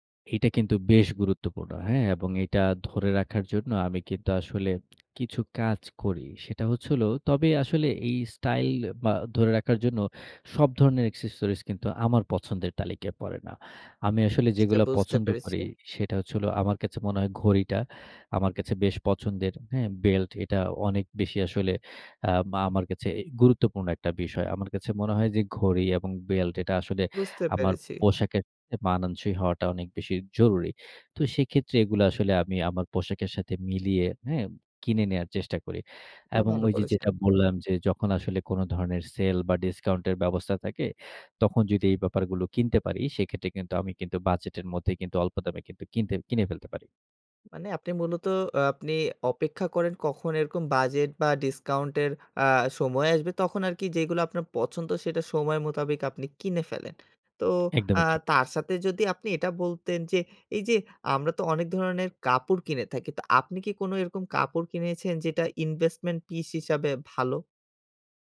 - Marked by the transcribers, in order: lip smack; in English: "accessories"; in English: "invesmen-pish"; "investment piece" said as "invesmen-pish"
- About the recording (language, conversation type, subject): Bengali, podcast, বাজেটের মধ্যে স্টাইল বজায় রাখার আপনার কৌশল কী?